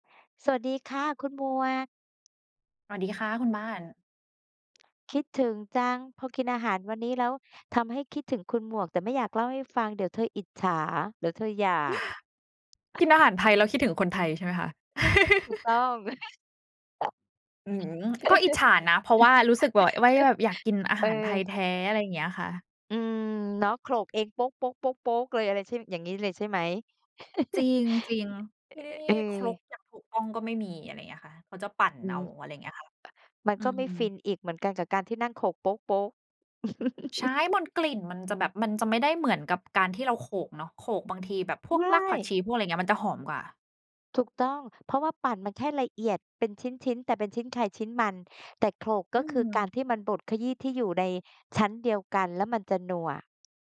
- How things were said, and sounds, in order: other background noise; tapping; chuckle; chuckle; other noise; chuckle; chuckle
- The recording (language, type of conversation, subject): Thai, unstructured, คุณคิดอย่างไรเกี่ยวกับการแบ่งแยกชนชั้นในสังคม?